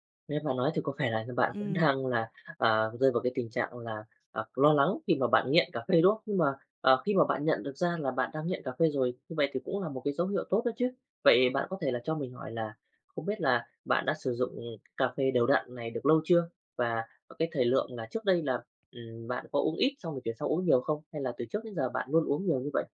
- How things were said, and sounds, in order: laughing while speaking: "vẻ"; laughing while speaking: "đang"; tapping
- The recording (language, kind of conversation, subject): Vietnamese, advice, Việc bạn lệ thuộc cà phê hoặc rượu đang ảnh hưởng đến chất lượng giấc ngủ của bạn như thế nào?